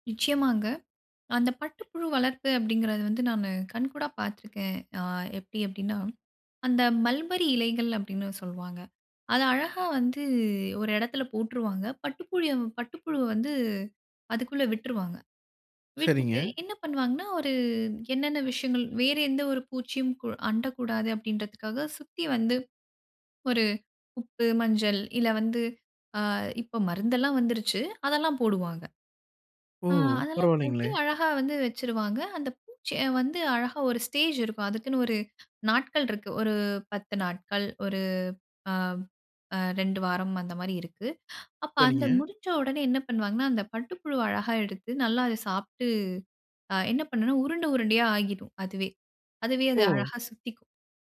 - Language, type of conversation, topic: Tamil, podcast, பூச்சிகள் ஒத்துழைப்பைப் பற்றி என்னக் கற்றுக் கொடுக்கின்றன?
- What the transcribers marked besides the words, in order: in English: "ஸ்டேஜ்"